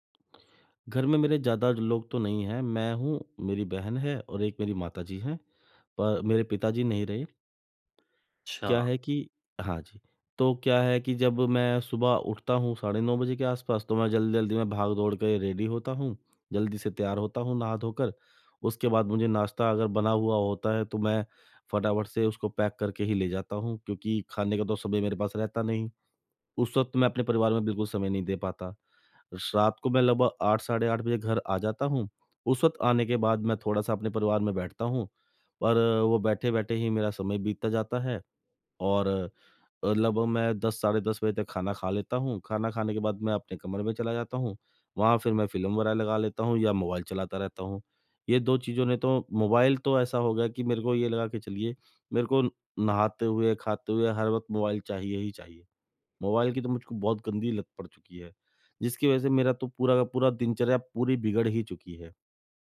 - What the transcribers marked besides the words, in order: in English: "रेडी"; in English: "पैक"
- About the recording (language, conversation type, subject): Hindi, advice, यात्रा या सप्ताहांत के दौरान मैं अपनी दिनचर्या में निरंतरता कैसे बनाए रखूँ?